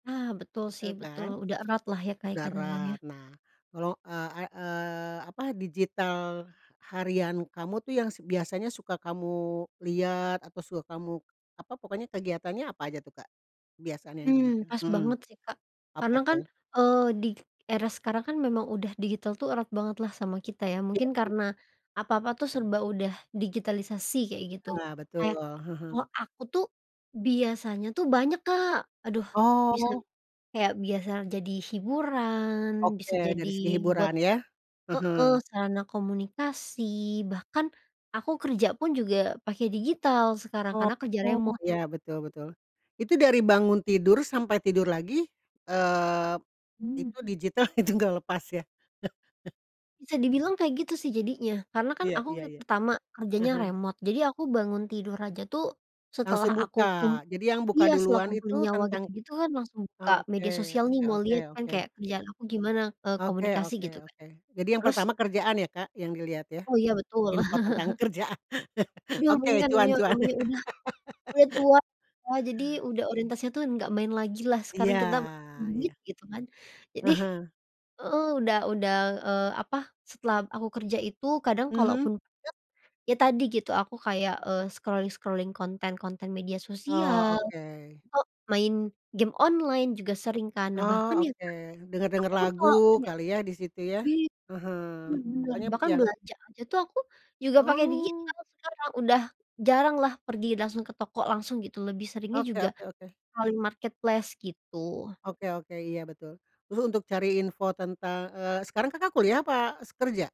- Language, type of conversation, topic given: Indonesian, podcast, Bisa ceritakan kebiasaan digital harianmu?
- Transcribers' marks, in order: sniff; other background noise; laughing while speaking: "digital"; chuckle; chuckle; chuckle; laugh; in English: "scrolling-scrolling"; in English: "marketplace"